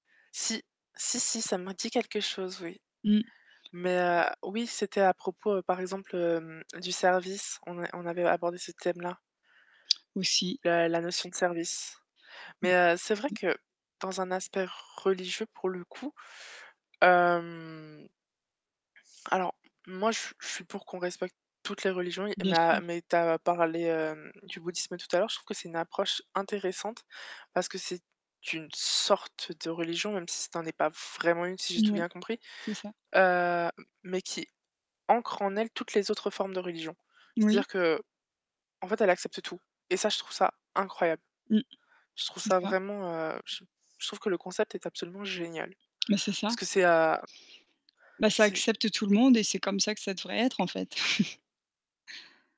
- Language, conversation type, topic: French, unstructured, Quelle est la plus grande leçon que vous avez tirée sur l’importance de la gratitude ?
- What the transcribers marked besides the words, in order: other background noise; tapping; static; unintelligible speech; distorted speech; chuckle